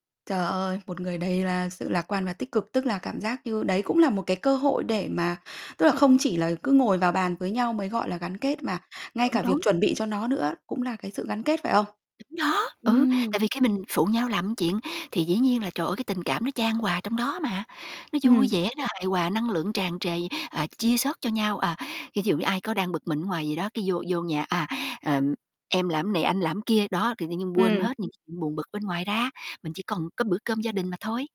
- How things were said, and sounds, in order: distorted speech; static; tapping
- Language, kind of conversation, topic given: Vietnamese, podcast, Bạn nghĩ thế nào về chia sẻ bữa ăn chung để gắn kết mọi người?